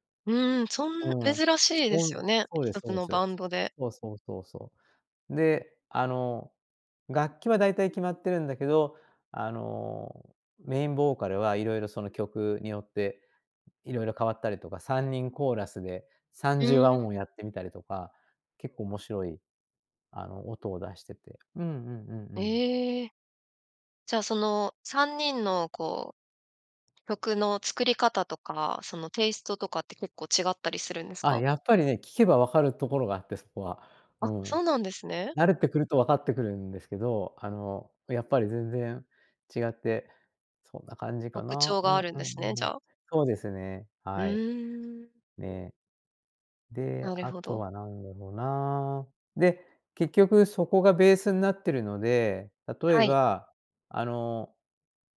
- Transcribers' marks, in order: none
- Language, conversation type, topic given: Japanese, podcast, 一番影響を受けたアーティストはどなたですか？